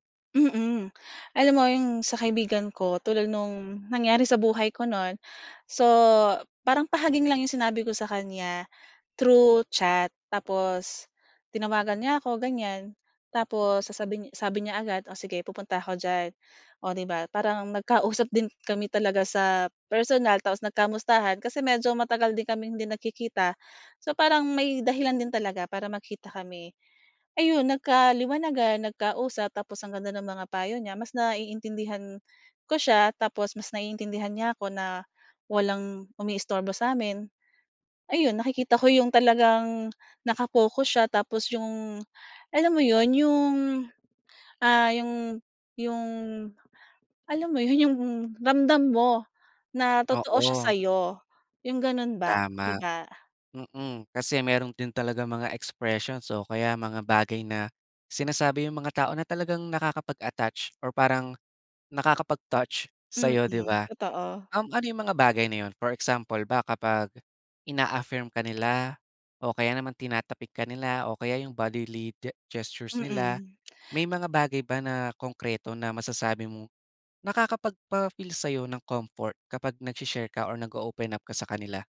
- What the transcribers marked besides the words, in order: tapping; other noise
- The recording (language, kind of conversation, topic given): Filipino, podcast, Mas madali ka bang magbahagi ng nararamdaman online kaysa kapag kaharap nang personal?